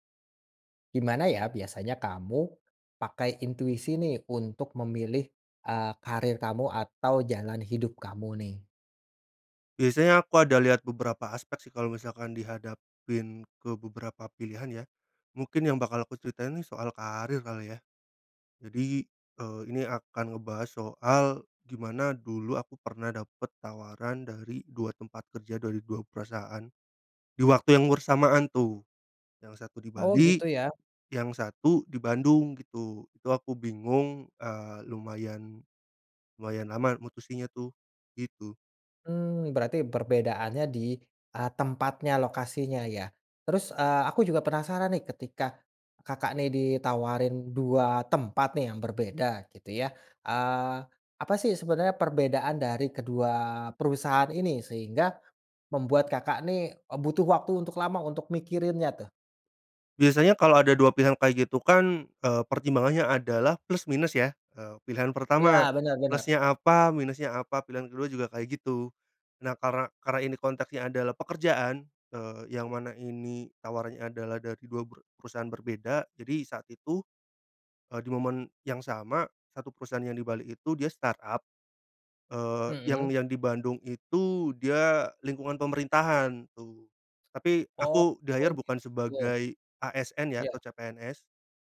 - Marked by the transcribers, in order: in English: "startup"
- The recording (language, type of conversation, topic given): Indonesian, podcast, Bagaimana kamu menggunakan intuisi untuk memilih karier atau menentukan arah hidup?